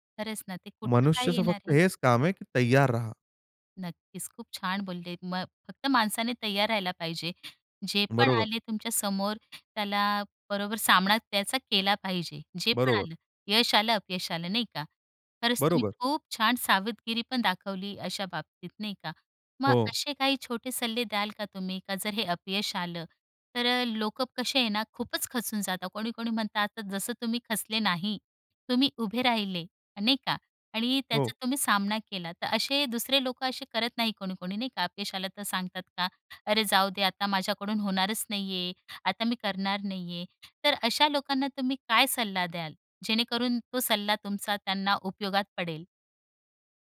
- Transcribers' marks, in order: tapping; other background noise
- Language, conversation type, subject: Marathi, podcast, एखाद्या मोठ्या अपयशामुळे तुमच्यात कोणते बदल झाले?